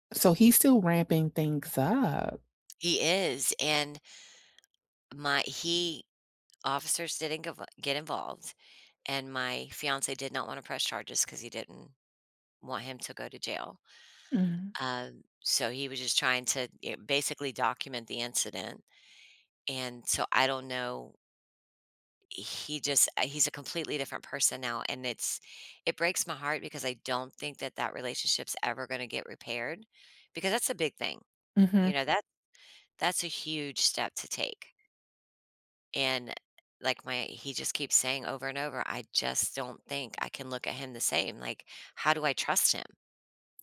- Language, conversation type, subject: English, unstructured, How can I handle a recurring misunderstanding with someone close?
- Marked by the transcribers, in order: other background noise